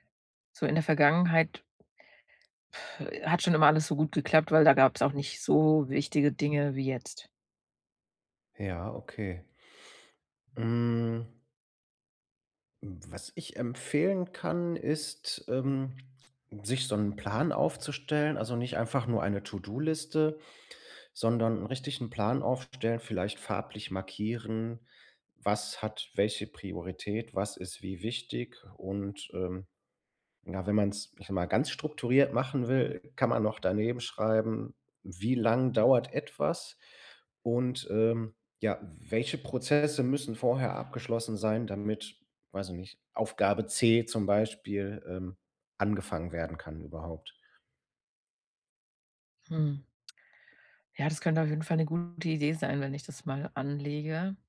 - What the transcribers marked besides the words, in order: other background noise; sigh; stressed: "so"; tapping
- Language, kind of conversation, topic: German, advice, Wie kann ich Dringendes von Wichtigem unterscheiden, wenn ich meine Aufgaben plane?